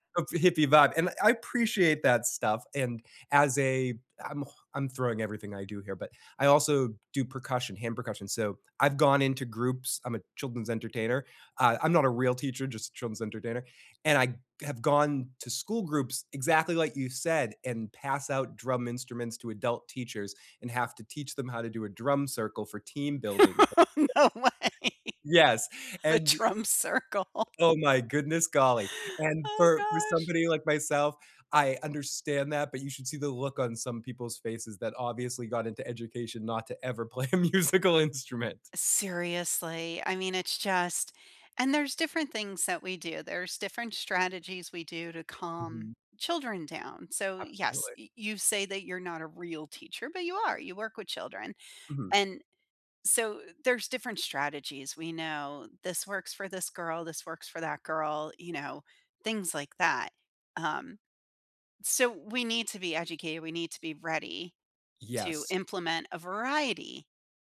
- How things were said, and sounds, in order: laugh; laughing while speaking: "No way. The drum circle"; tapping; laughing while speaking: "a musical instrument"
- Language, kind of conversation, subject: English, unstructured, How can breathing techniques reduce stress and anxiety?